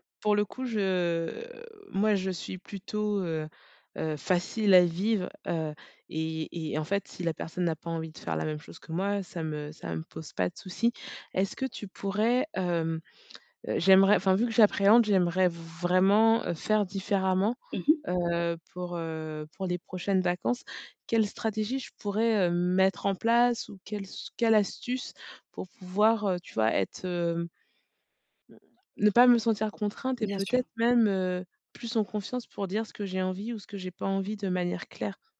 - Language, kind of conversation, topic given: French, advice, Comment gérer la pression sociale pendant les vacances ?
- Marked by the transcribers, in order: drawn out: "je"; stressed: "vraiment"; other background noise